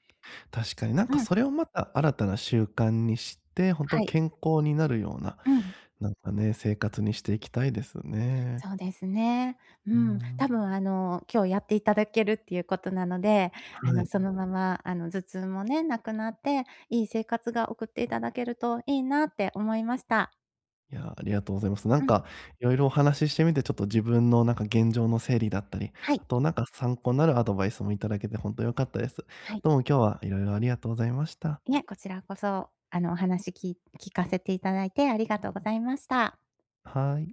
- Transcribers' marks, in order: other background noise
- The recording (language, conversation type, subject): Japanese, advice, 就寝前にスマホや画面をつい見てしまう習慣をやめるにはどうすればいいですか？